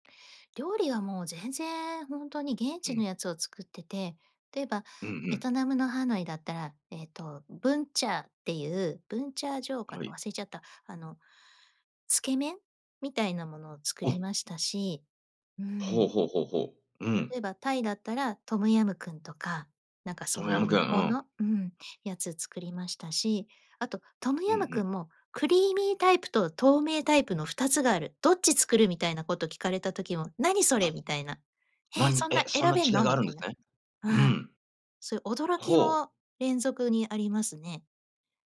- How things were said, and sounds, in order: none
- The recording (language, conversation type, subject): Japanese, podcast, 旅先で最も印象に残った文化体験は何ですか？